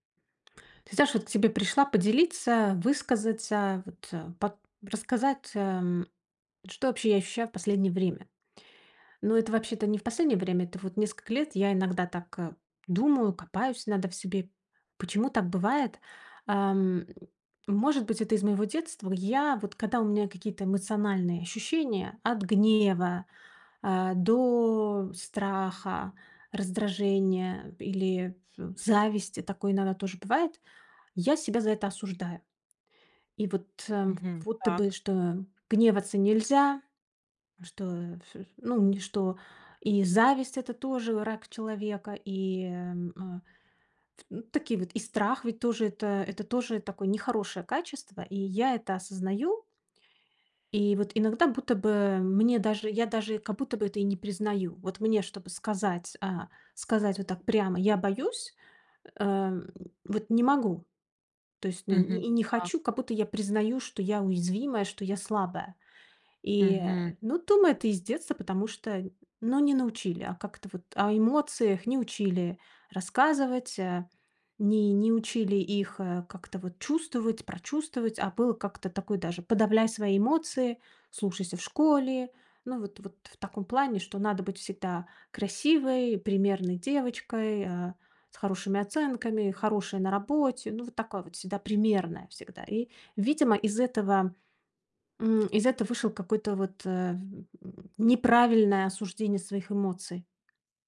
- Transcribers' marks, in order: tapping; stressed: "примерная"
- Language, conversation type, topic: Russian, advice, Как принять свои эмоции, не осуждая их и себя?